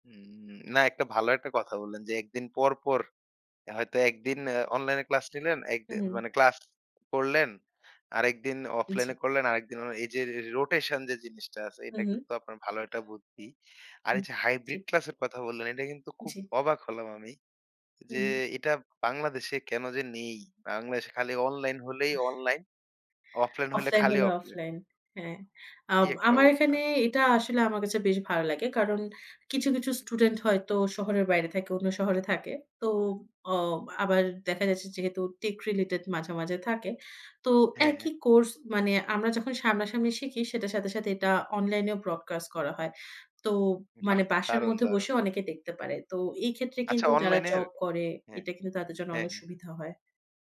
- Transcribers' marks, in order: tapping; other background noise
- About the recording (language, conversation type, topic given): Bengali, podcast, অনলাইন শিক্ষার অভিজ্ঞতা আপনার কেমন হয়েছে?